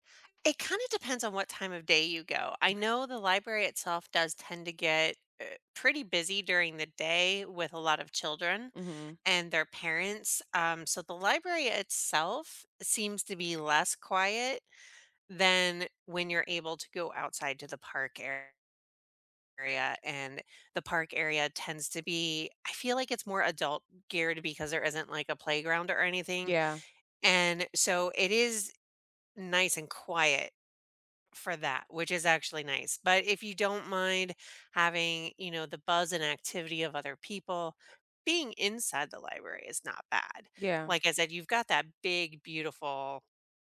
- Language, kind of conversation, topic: English, unstructured, Which place in your city instantly calms you, and what makes it your go-to refuge?
- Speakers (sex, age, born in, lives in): female, 40-44, United States, United States; female, 45-49, United States, United States
- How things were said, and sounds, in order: tapping